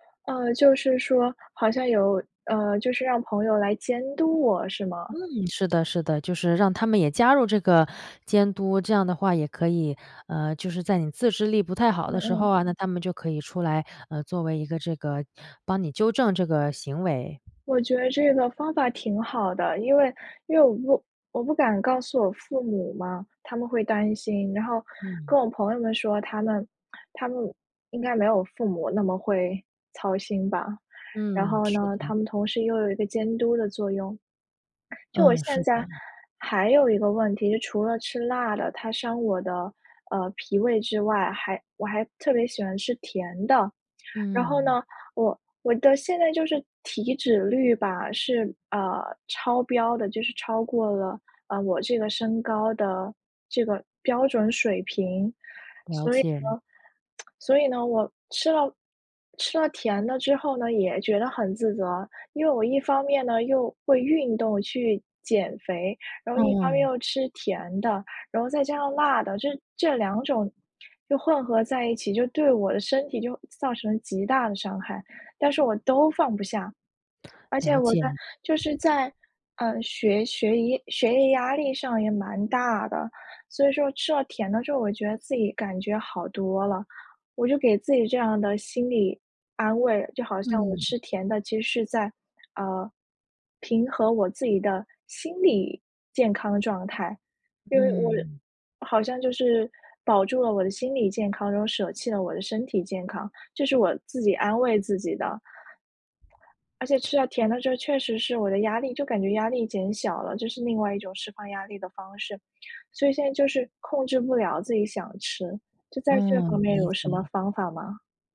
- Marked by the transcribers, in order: lip smack
- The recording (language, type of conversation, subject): Chinese, advice, 吃完饭后我常常感到内疚和自责，该怎么走出来？